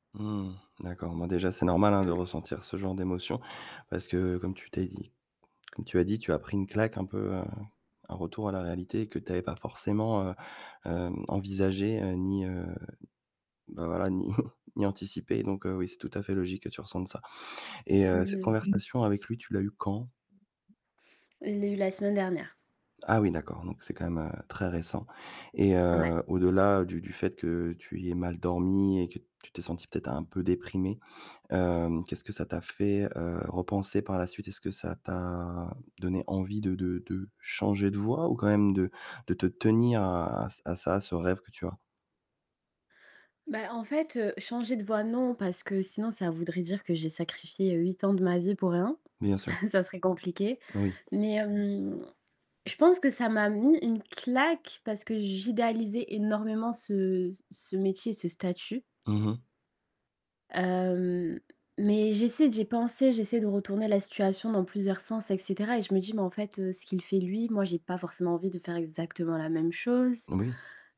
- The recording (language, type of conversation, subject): French, advice, Comment décrirais-tu l’encombrement mental qui t’empêche de commencer ce projet ?
- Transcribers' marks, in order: static; other background noise; tapping; chuckle; other noise; distorted speech; chuckle